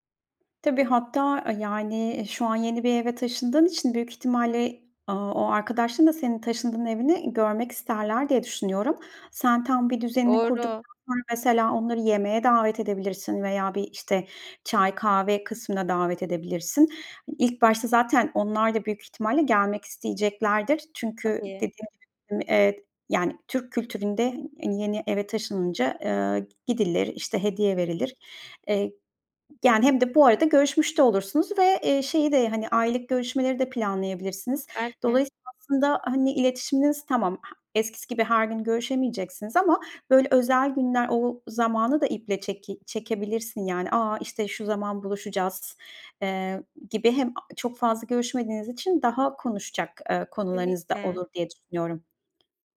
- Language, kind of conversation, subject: Turkish, advice, Taşındıktan sonra yalnızlıkla başa çıkıp yeni arkadaşları nasıl bulabilirim?
- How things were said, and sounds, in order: other background noise